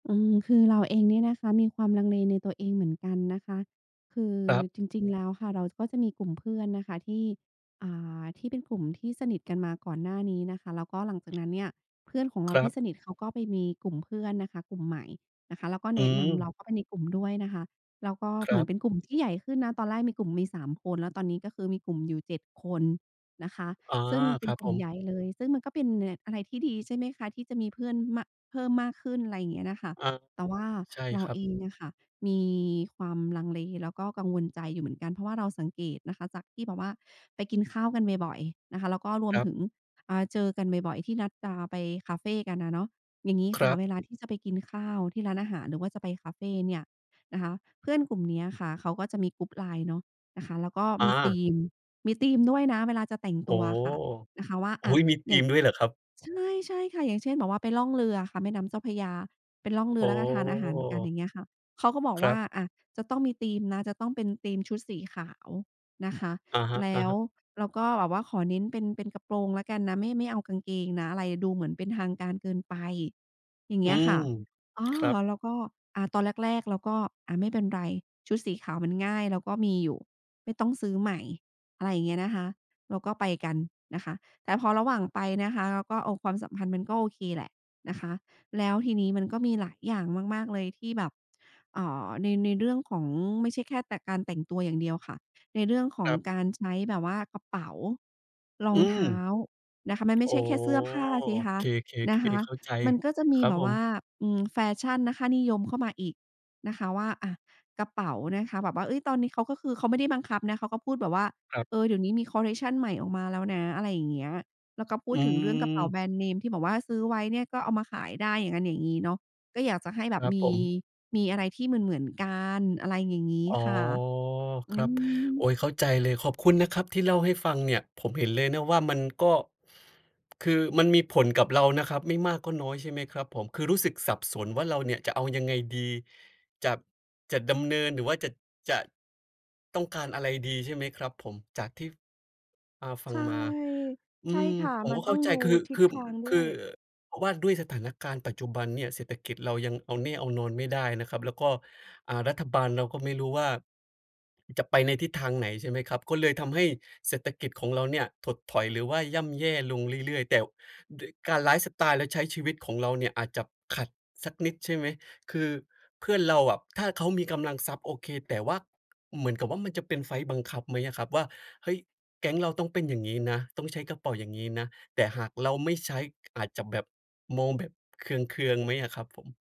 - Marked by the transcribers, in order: other background noise
- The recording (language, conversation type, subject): Thai, advice, คุณกำลังลังเลที่จะเปลี่ยนตัวตนของตัวเองเพื่อเข้ากับกลุ่มเพื่อนหรือไม่?